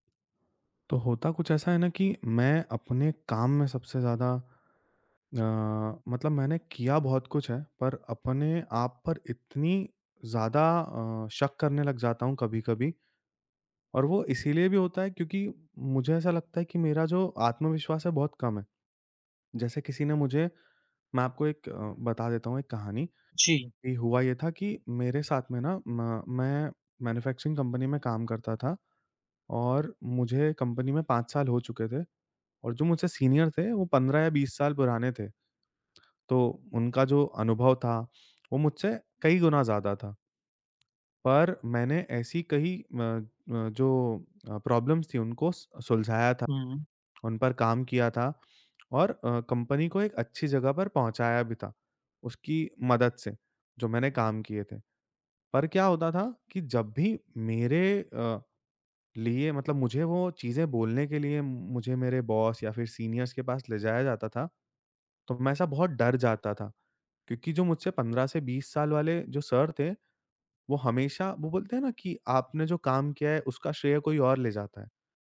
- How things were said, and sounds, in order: in English: "मैन्युफैक्चरिंग"; in English: "सीनियर"; tongue click; in English: "प्रॉब्लम्स"; in English: "बॉस"; in English: "सीनियर्स"
- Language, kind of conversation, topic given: Hindi, advice, आप अपनी उपलब्धियों को कम आँककर खुद पर शक क्यों करते हैं?